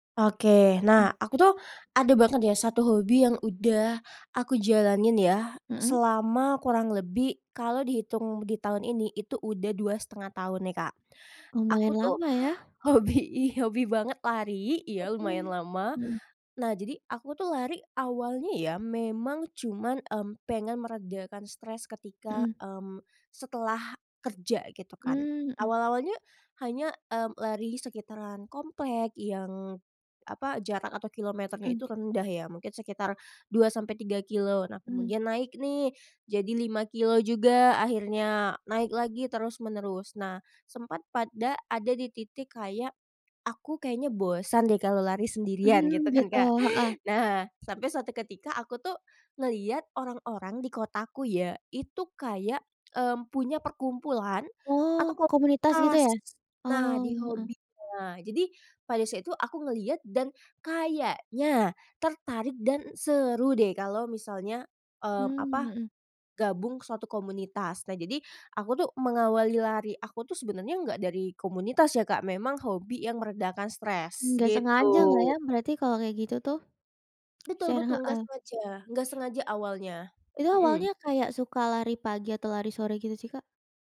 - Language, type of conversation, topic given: Indonesian, podcast, Bagaimana cara bergabung dengan komunitas yang cocok untuk hobimu?
- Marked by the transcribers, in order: other background noise; laughing while speaking: "hobi"